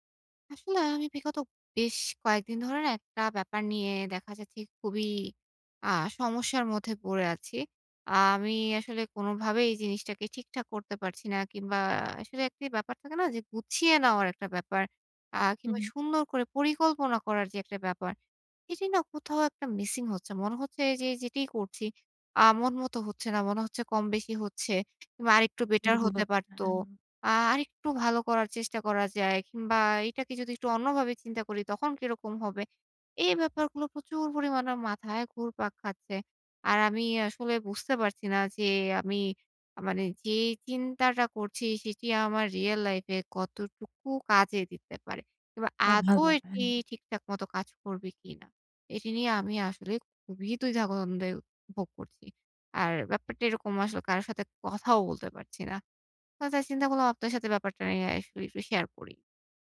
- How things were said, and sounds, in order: tapping; "দ্বিধাদ্বন্দ্বে" said as "দুইধাগন্ধে"; "আসলে" said as "আসসে"
- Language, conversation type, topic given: Bengali, advice, ভ্রমণের জন্য কীভাবে বাস্তবসম্মত বাজেট পরিকল্পনা করে সাশ্রয় করতে পারি?
- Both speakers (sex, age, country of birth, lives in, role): female, 20-24, Bangladesh, Bangladesh, advisor; female, 25-29, Bangladesh, Bangladesh, user